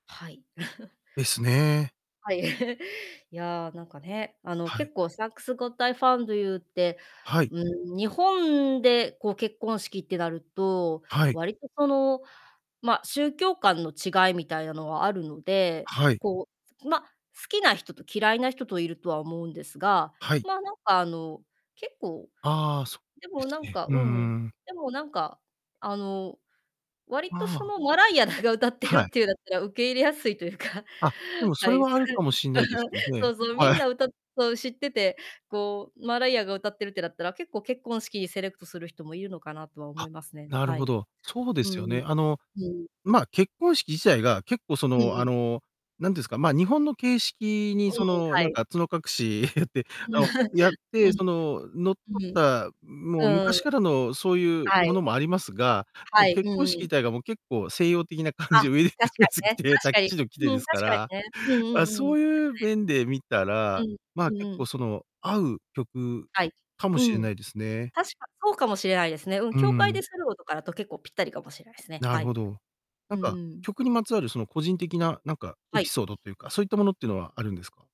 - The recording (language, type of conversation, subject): Japanese, podcast, 誰かに勧めたい隠れた名曲は何ですか？
- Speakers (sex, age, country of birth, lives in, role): female, 35-39, Japan, Japan, guest; male, 40-44, Japan, Japan, host
- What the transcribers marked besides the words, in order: chuckle; "サンク・" said as "サンクス"; distorted speech; other background noise; chuckle; laughing while speaking: "やって"; chuckle; laughing while speaking: "感じ、ウェディングドレス着て、タキシード着て"